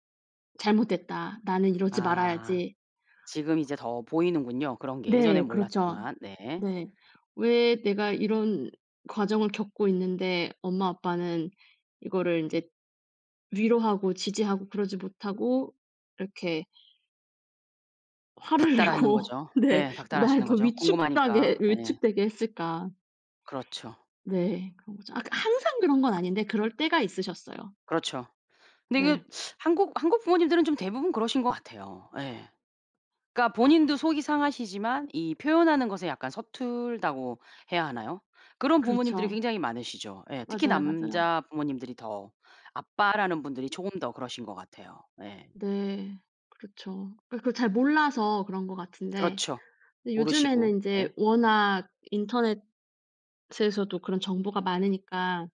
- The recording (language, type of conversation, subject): Korean, podcast, 자녀가 실패했을 때 부모는 어떻게 반응해야 할까요?
- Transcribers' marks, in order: other background noise; laughing while speaking: "화를 내고 ' 네. '날 더 위축다게"; teeth sucking; gasp